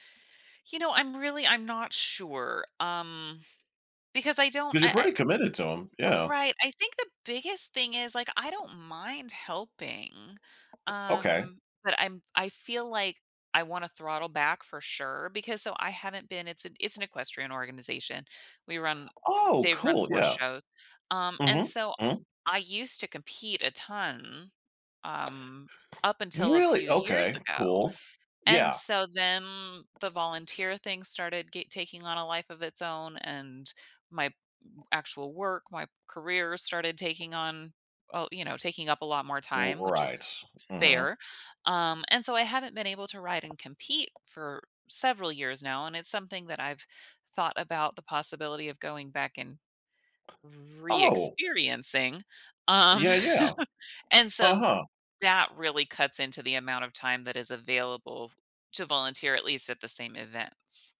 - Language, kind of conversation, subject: English, advice, How can I get my hard work recognized when I feel unappreciated at work?
- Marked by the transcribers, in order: tapping; other background noise; laugh